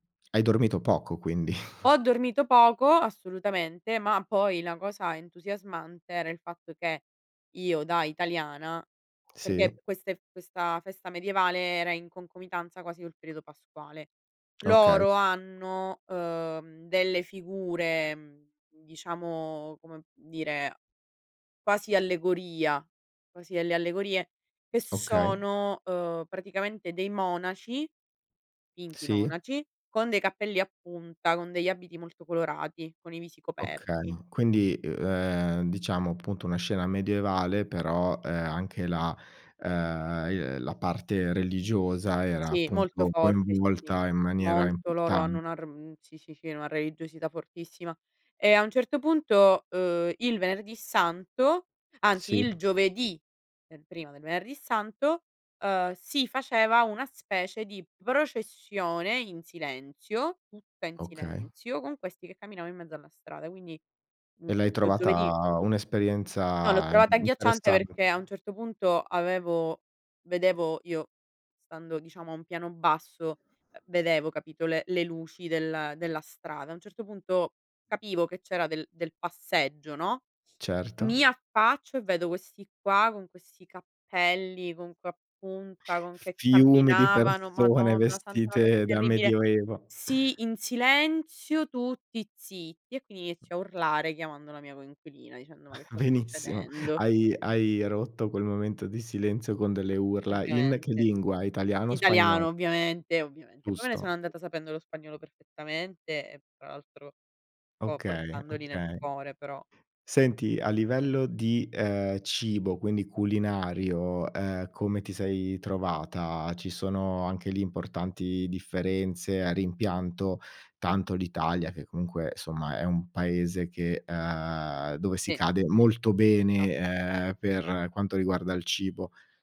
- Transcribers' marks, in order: chuckle; other background noise; laughing while speaking: "persone vestite"; chuckle; laughing while speaking: "Benissimo"
- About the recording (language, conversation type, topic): Italian, podcast, Come hai bilanciato culture diverse nella tua vita?